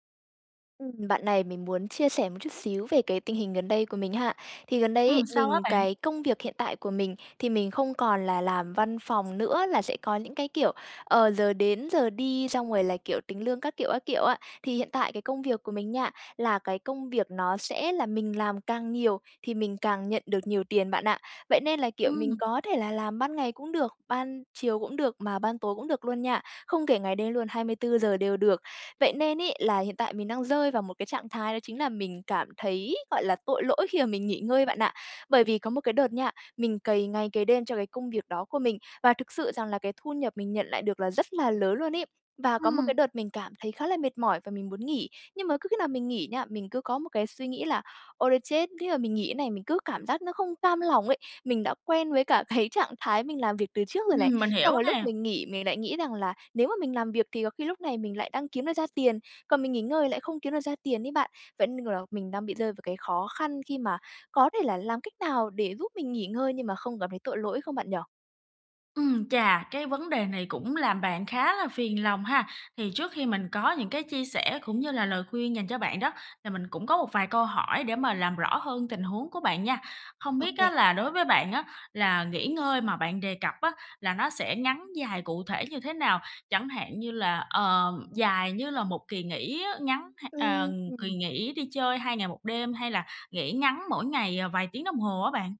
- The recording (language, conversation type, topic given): Vietnamese, advice, Làm sao để nghỉ ngơi mà không thấy tội lỗi?
- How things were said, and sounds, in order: other background noise; tapping; laughing while speaking: "cái"